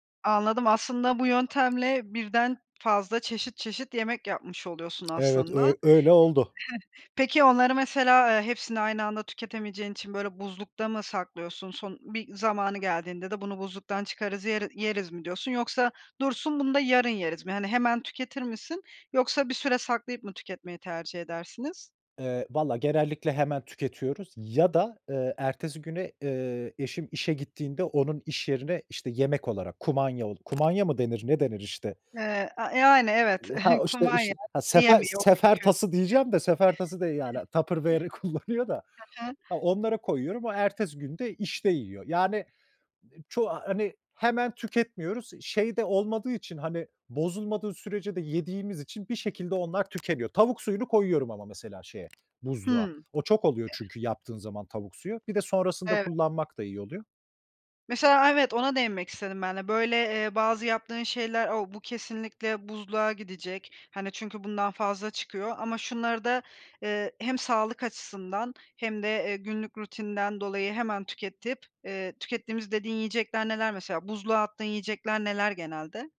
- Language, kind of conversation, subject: Turkish, podcast, Artan yemekleri yaratıcı şekilde değerlendirmek için hangi taktikleri kullanıyorsun?
- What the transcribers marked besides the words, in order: tapping; other background noise; chuckle; unintelligible speech; chuckle; laughing while speaking: "kullanıyor da"; other noise